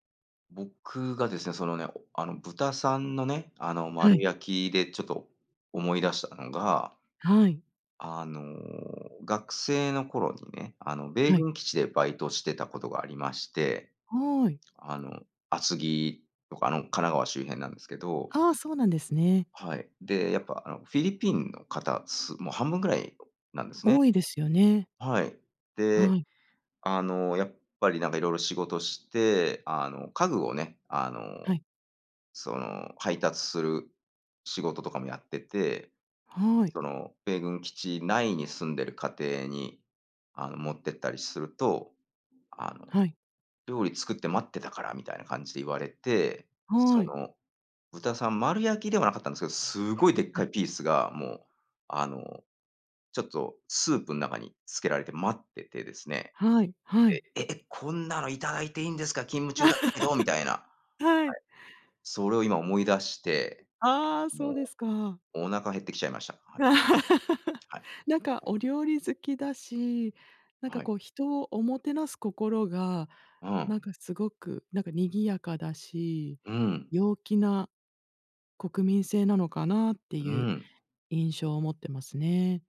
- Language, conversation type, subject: Japanese, unstructured, あなたの地域の伝統的な料理は何ですか？
- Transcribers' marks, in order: other background noise; tapping; laugh; laugh; unintelligible speech